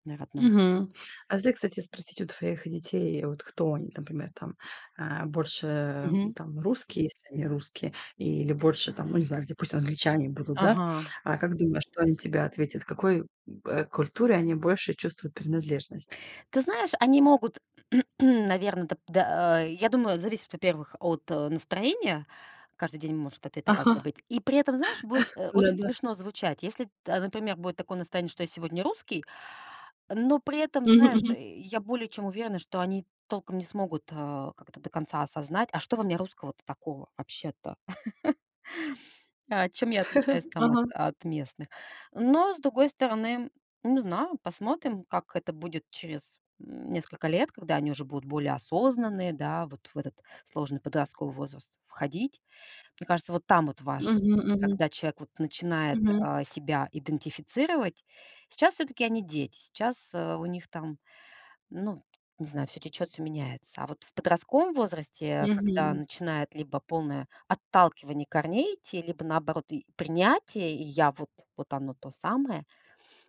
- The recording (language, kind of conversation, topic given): Russian, podcast, Какой язык вы считаете родным и почему он для вас важен?
- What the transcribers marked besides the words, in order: other background noise; tapping; throat clearing; chuckle; chuckle